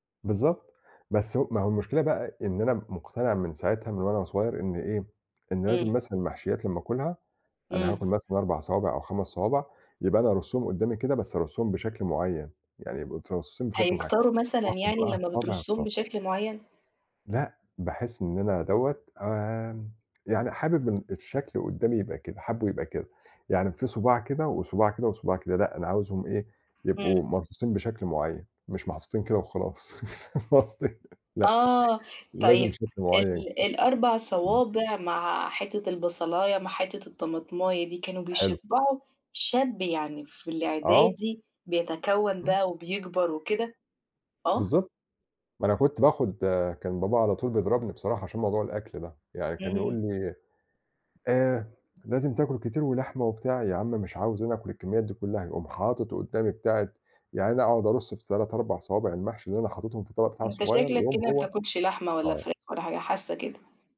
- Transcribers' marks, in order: tsk; tapping; chuckle; laughing while speaking: "فاهمة قصدي ؟ لأ"
- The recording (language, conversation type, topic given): Arabic, unstructured, إزاي تقنع حد ياكل أكل صحي أكتر؟